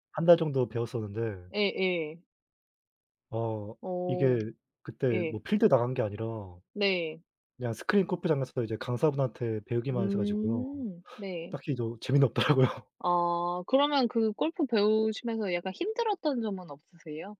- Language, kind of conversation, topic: Korean, unstructured, 배우는 과정에서 가장 뿌듯했던 순간은 언제였나요?
- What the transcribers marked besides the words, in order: tapping; laughing while speaking: "없더라고요"; other background noise